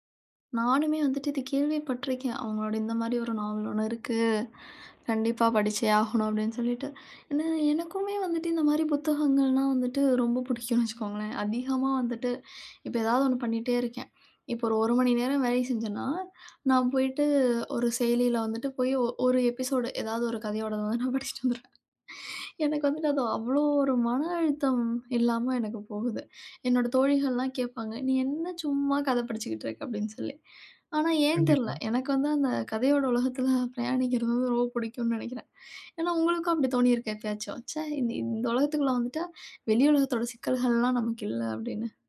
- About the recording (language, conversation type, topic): Tamil, podcast, ஒரு புத்தகம் உங்களை வேறு இடத்தில் இருப்பதுபோல் உணர வைத்ததுண்டா?
- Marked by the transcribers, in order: chuckle